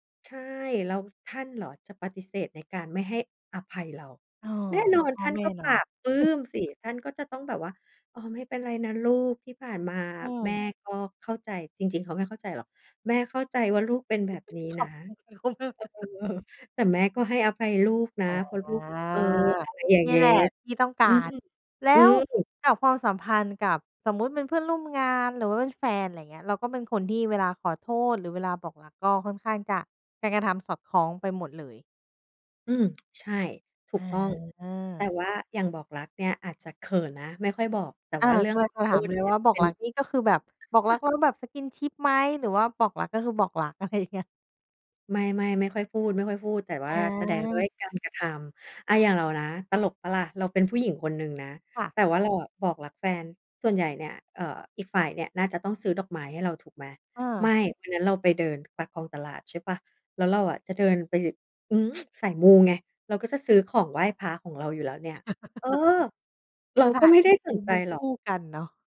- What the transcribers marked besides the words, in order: stressed: "ปลาบปลื้ม"; chuckle; chuckle; laughing while speaking: "ขำ เออ เขาเลิศจังเลย"; laughing while speaking: "เออ"; drawn out: "อา"; "งี้" said as "เง๊"; chuckle; in English: "skinship"; laughing while speaking: "อะไรเงี้ย"; tsk; chuckle
- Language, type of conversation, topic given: Thai, podcast, คำพูดที่สอดคล้องกับการกระทำสำคัญแค่ไหนสำหรับคุณ?